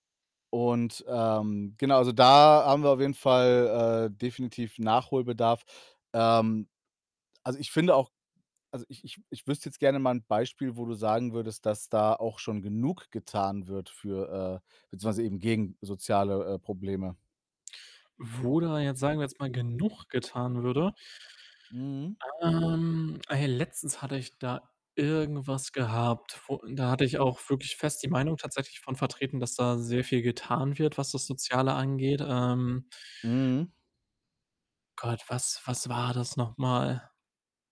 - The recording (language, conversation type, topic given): German, unstructured, Findest du, dass die Regierung genug gegen soziale Probleme unternimmt?
- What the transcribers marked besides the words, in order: other background noise; drawn out: "Ähm"